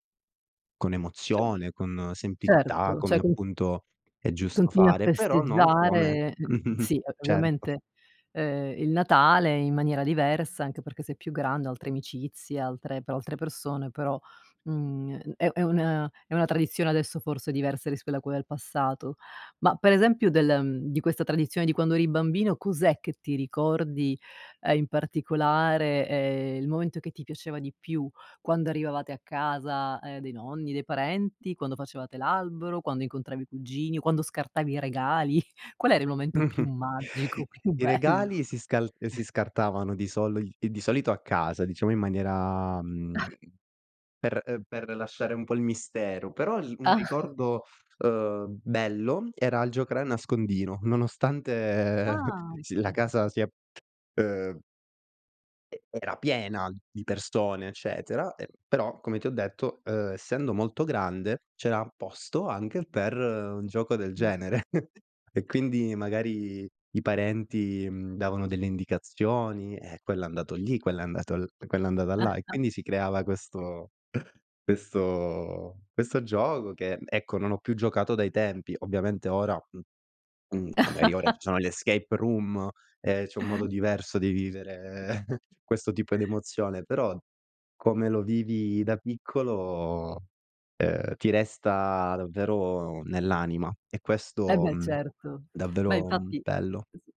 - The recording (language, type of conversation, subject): Italian, podcast, Qual è una tradizione di famiglia che ti emoziona?
- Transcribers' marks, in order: unintelligible speech; "Cioè" said as "ceh"; unintelligible speech; chuckle; "rispetto" said as "rispella"; other background noise; chuckle; laughing while speaking: "più bello?"; exhale; chuckle; chuckle; chuckle; unintelligible speech; chuckle; chuckle; chuckle; chuckle; tapping; "magari" said as "maeri"; chuckle; chuckle